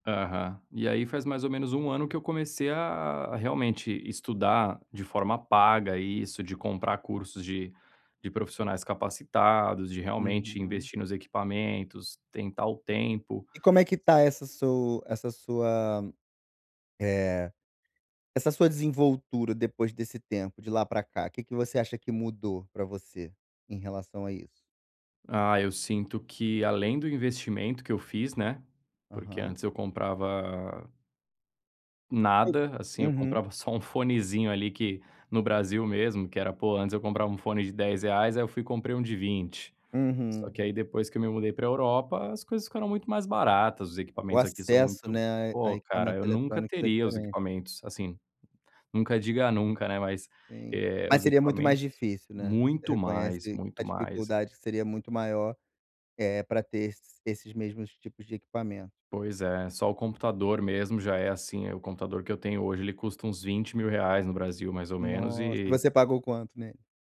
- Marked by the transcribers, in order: other noise; "poxa" said as "pô"
- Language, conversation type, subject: Portuguese, advice, Como posso usar limites de tempo para ser mais criativo?